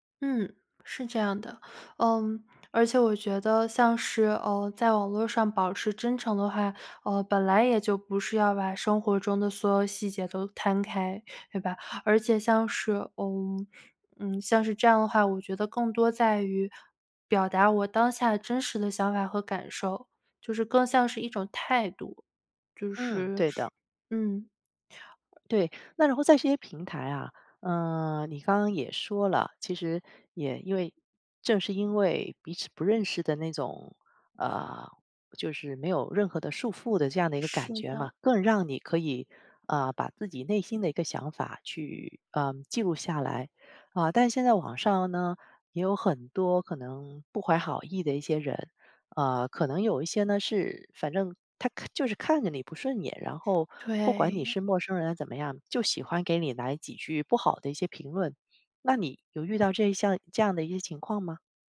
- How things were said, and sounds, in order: teeth sucking
- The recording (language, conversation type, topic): Chinese, podcast, 如何在网上既保持真诚又不过度暴露自己？